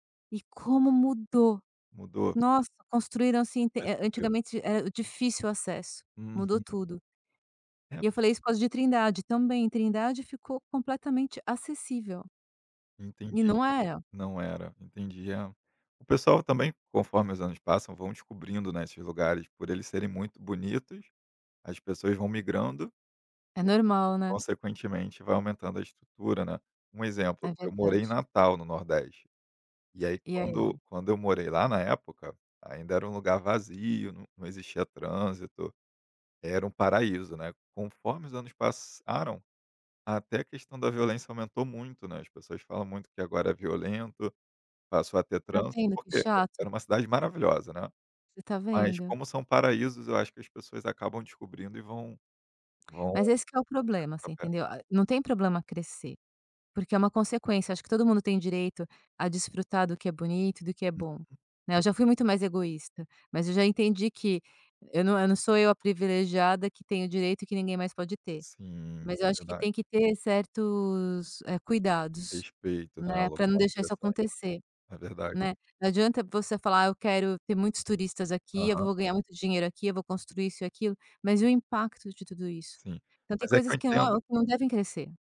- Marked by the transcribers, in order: unintelligible speech; tapping
- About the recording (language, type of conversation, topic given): Portuguese, podcast, Me conta uma experiência na natureza que mudou sua visão do mundo?